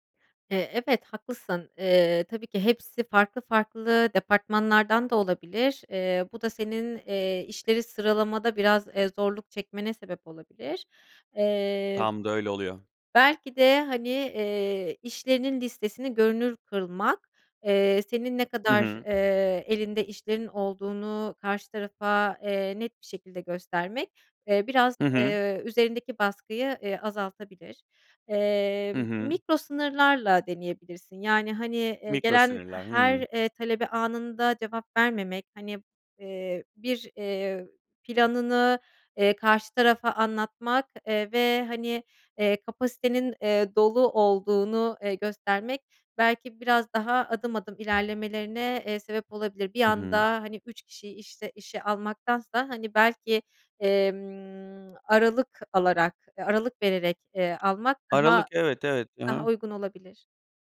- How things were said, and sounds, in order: tapping; other background noise; drawn out: "emm"
- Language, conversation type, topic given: Turkish, advice, İş yüküm arttığında nasıl sınır koyabilir ve gerektiğinde bazı işlerden nasıl geri çekilebilirim?